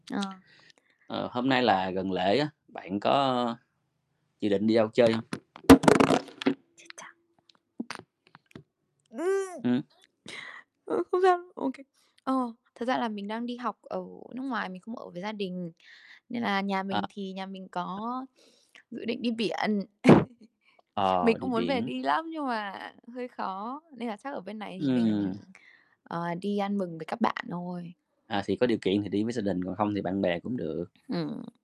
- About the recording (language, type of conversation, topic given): Vietnamese, unstructured, Điều gì khiến bạn hào hứng nhất khi lên kế hoạch cho một chuyến đi?
- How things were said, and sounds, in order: tsk; distorted speech; other background noise; other noise; background speech; chuckle; tapping